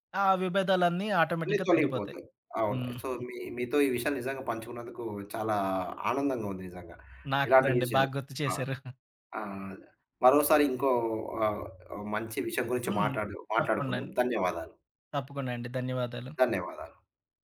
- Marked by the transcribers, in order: in English: "ఆటోమేటిక్‌గా"; giggle; in English: "సో"; chuckle
- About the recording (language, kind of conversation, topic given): Telugu, podcast, మధ్యలో విభేదాలున్నప్పుడు నమ్మకం నిలబెట్టుకోవడానికి మొదటి అడుగు ఏమిటి?